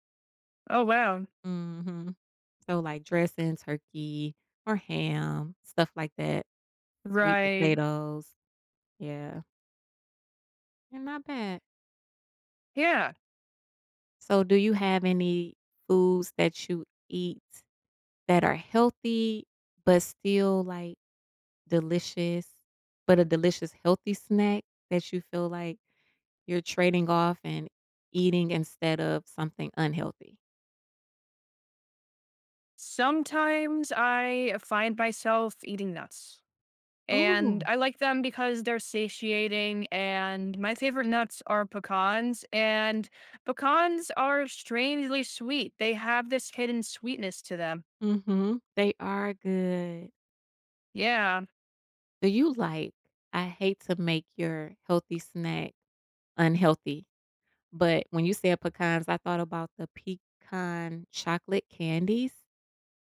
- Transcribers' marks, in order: tapping
- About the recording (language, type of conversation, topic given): English, unstructured, How do I balance tasty food and health, which small trade-offs matter?
- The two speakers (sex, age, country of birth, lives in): female, 45-49, United States, United States; other, 20-24, United States, United States